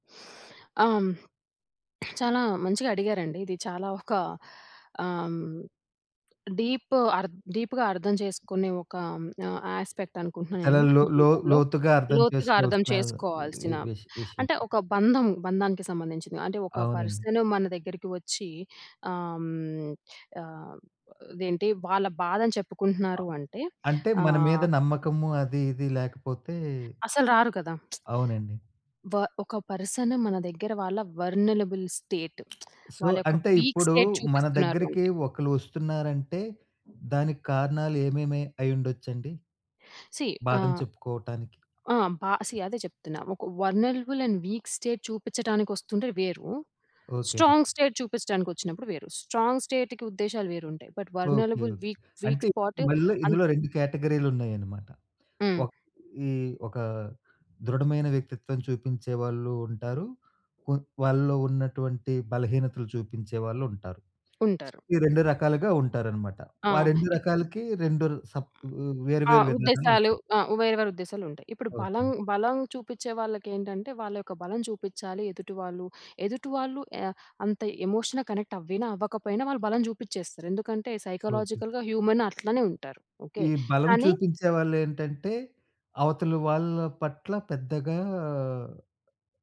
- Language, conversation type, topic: Telugu, podcast, ఎవరి బాధను నిజంగా అర్థం చేసుకున్నట్టు చూపించాలంటే మీరు ఏ మాటలు అంటారు లేదా ఏం చేస్తారు?
- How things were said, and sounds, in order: swallow; in English: "డీప్"; other background noise; lip smack; in English: "వర్నలబుల్ స్టేట్"; lip smack; tapping; in English: "సో"; in English: "వీక్ స్టేట్"; in English: "సీ"; in English: "వల్నలబుల్ అండ్ వీక్ స్టేట్"; in English: "స్ట్రాంగ్ స్టేట్"; in English: "స్ట్రాంగ్ స్టేట్‌కి"; in English: "బట్ వర్నలబుల్ వీక్ వీక్"; in English: "ఎమోషన్‌గా"; in English: "సైకలాజికల్‌గా"